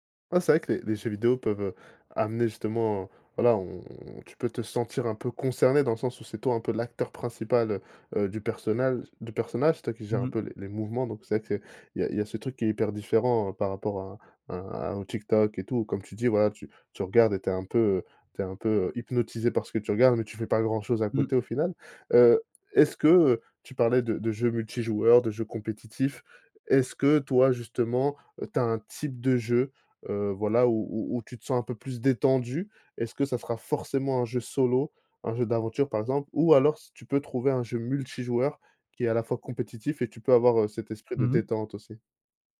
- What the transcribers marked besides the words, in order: stressed: "concerné"; stressed: "l'acteur"; "personnage" said as "personnale"; stressed: "forcément"
- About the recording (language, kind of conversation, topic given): French, podcast, Quelle est ta routine pour déconnecter le soir ?